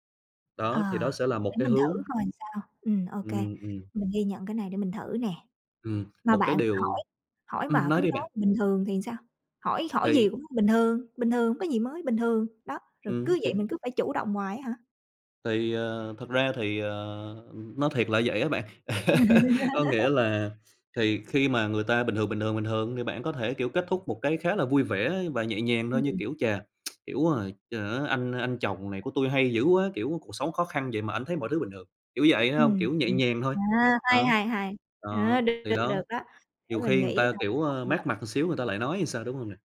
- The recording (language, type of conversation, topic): Vietnamese, advice, Làm sao cải thiện mối quan hệ vợ chồng đang lạnh nhạt vì quá bận rộn?
- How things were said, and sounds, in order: laugh; put-on voice: "bình thường, bình thường, bình thường"; lip smack; "người" said as "ừn"; "một" said as "ừn"; unintelligible speech